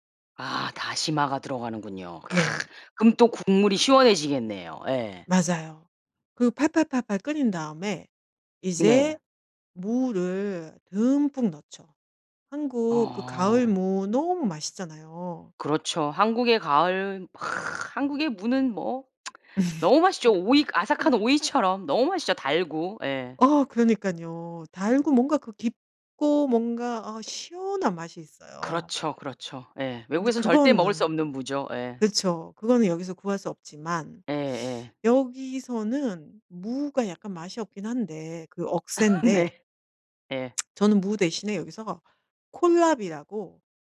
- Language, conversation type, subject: Korean, podcast, 가족에게서 대대로 전해 내려온 음식이나 조리법이 있으신가요?
- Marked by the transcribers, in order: other noise; other background noise; tsk; laugh; laugh; tsk